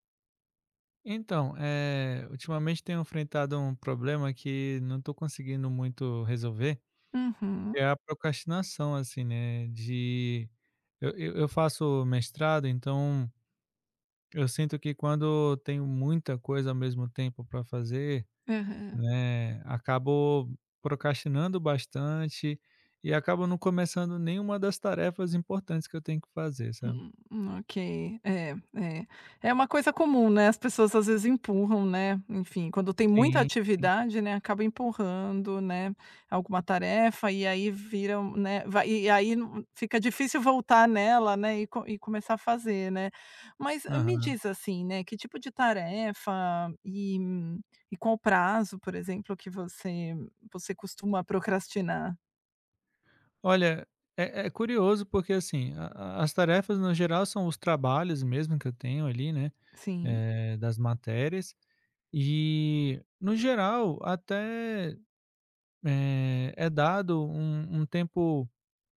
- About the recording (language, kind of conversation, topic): Portuguese, advice, Como você costuma procrastinar para começar tarefas importantes?
- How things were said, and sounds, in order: none